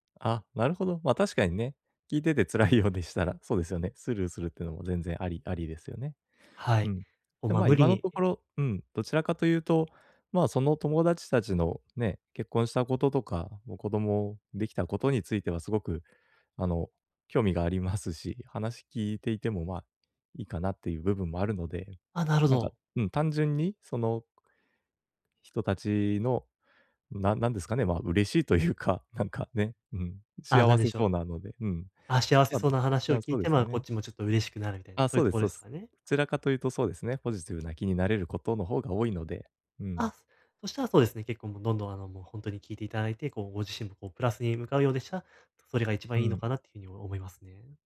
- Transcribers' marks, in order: laughing while speaking: "辛いようでしたら"; other noise; laughing while speaking: "嬉しいというか、なんかね、うん"
- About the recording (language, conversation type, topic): Japanese, advice, 周囲と比べて進路の決断を急いでしまうとき、どうすればいいですか？
- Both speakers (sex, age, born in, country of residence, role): male, 20-24, Japan, Japan, advisor; male, 30-34, Japan, Japan, user